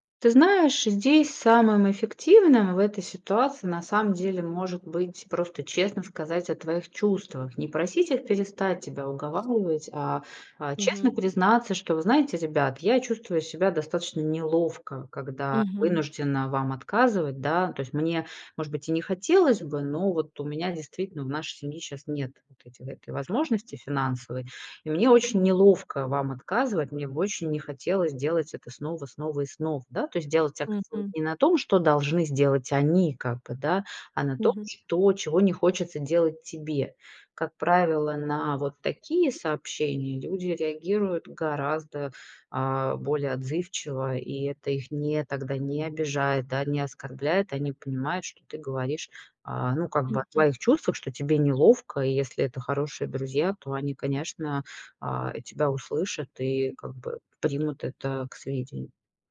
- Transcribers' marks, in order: tapping
- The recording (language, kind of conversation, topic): Russian, advice, Как справиться с давлением друзей, которые ожидают, что вы будете тратить деньги на совместные развлечения и подарки?